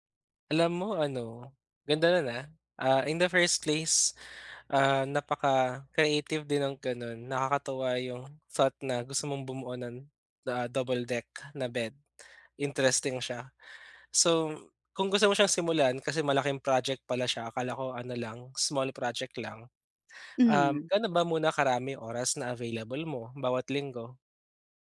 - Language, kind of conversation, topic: Filipino, advice, Paano ako makakahanap ng oras para sa proyektong kinahihiligan ko?
- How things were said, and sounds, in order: other background noise